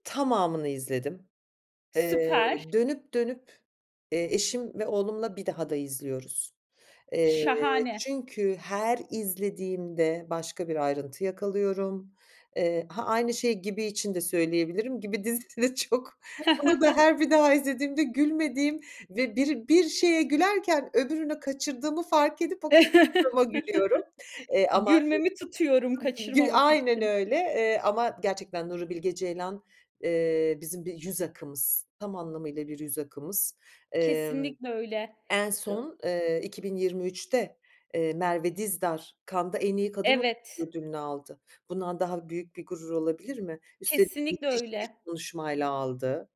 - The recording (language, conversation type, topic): Turkish, podcast, Yerli yapımların dünyaya açılması için ne gerekiyor?
- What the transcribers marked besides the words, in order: other background noise; tapping; chuckle; chuckle; unintelligible speech